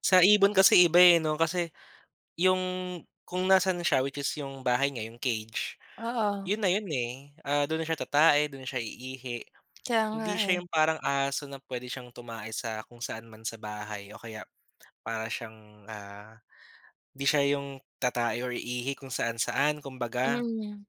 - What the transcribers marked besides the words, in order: none
- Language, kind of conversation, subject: Filipino, unstructured, Ano-ano ang mga pang-araw-araw mong ginagawa sa pag-aalaga ng iyong alagang hayop?